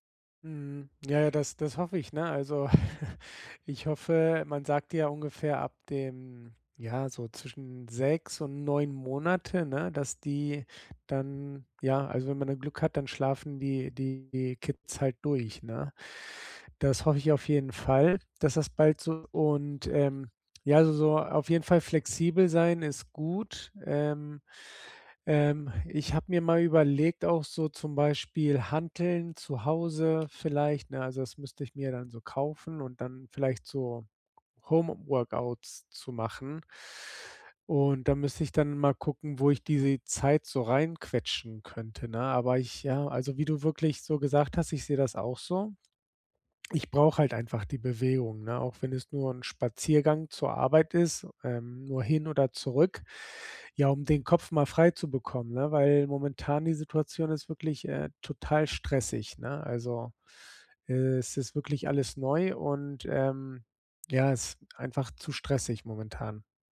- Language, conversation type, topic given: German, advice, Wie kann ich trotz Unsicherheit eine tägliche Routine aufbauen?
- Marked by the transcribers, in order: chuckle